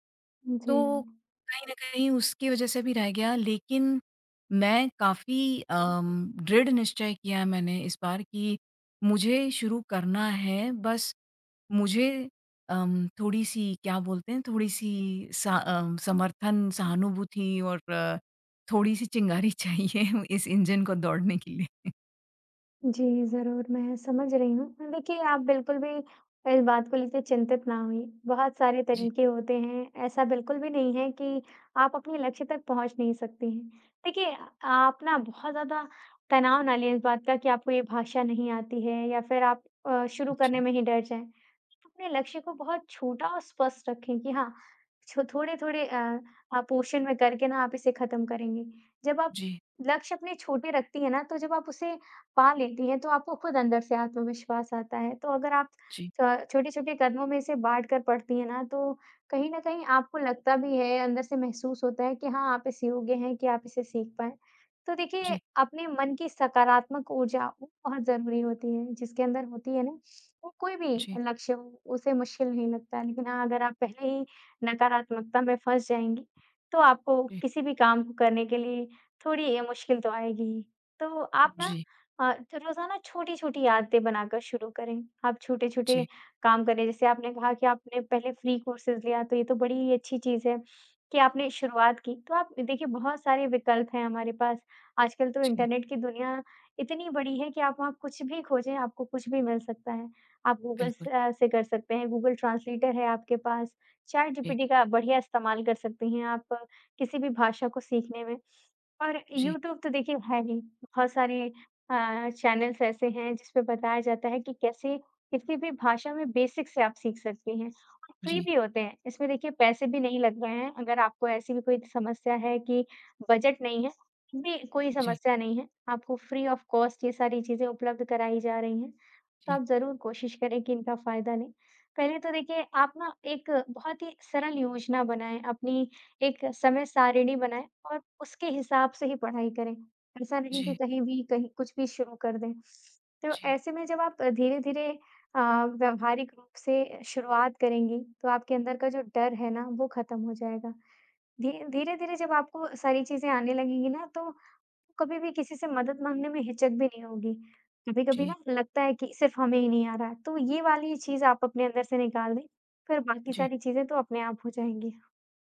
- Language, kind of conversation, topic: Hindi, advice, मैं लक्ष्य तय करने में उलझ जाता/जाती हूँ और शुरुआत नहीं कर पाता/पाती—मैं क्या करूँ?
- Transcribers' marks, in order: tapping; laughing while speaking: "चाहिए इस इंजन को दौड़ने के लिए"; in English: "पोर्शन"; in English: "फ्री कोर्सेज़"; in English: "ट्रांसलेटर"; in English: "चैनल्स"; in English: "बेसिक"; other background noise; in English: "फ्री"; in English: "फ्री ऑफ कॉस्ट"